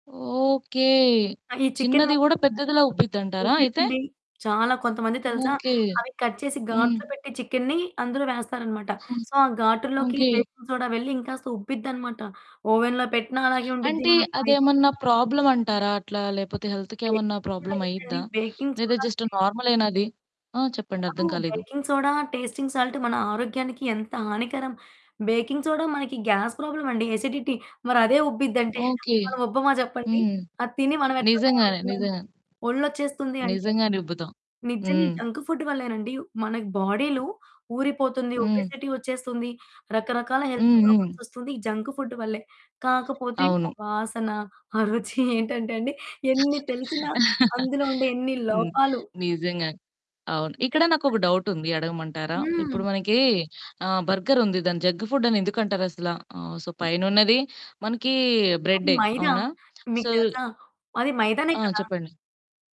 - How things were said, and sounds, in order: distorted speech; in English: "కట్"; in English: "సో"; in English: "బేకింగ్ సోడా"; in English: "ఓవెన్‌లో"; in English: "ఫ్రై"; in English: "హెల్త్‌కేమన్నా"; in English: "బేకింగ్ సోడా"; static; in English: "బేకింగ్"; in English: "జస్ట్"; in English: "బేకింగ్ సోడా, టేస్టింగ్ సాల్ట్"; in English: "బేకింగ్ సోడా"; in English: "గ్యాస్"; in English: "ఎసిడిటీ"; laughing while speaking: "మనముబ్బమా చెప్పండి"; in English: "జంక్ ఫుడ్"; in English: "బాడీలో"; in English: "ఒబెసిటీ"; in English: "హెల్త్ ప్రాబ్లమ్స్"; tapping; in English: "జంక్ ఫుడ్"; other background noise; laughing while speaking: "ఏంటంటే అండి, ఎన్ని తెలిసినా"; laugh; in English: "జంక్"; in English: "సో"; in English: "సో"
- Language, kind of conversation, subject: Telugu, podcast, జంక్ ఫుడ్ తినాలని అనిపించినప్పుడు మీరు దాన్ని ఎలా ఎదుర్కొంటారు?